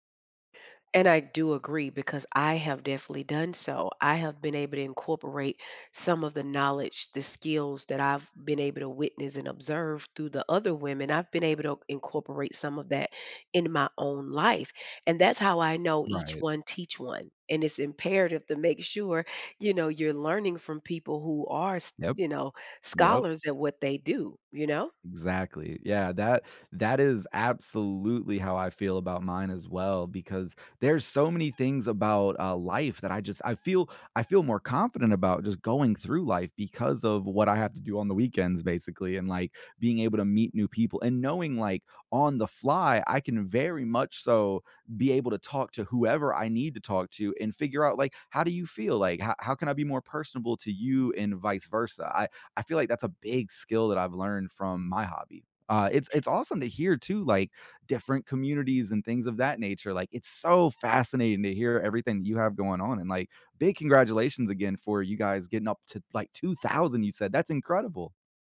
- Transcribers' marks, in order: other background noise; tapping; stressed: "so"; stressed: "thousand"
- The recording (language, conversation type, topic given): English, unstructured, Have you ever found a hobby that connected you with new people?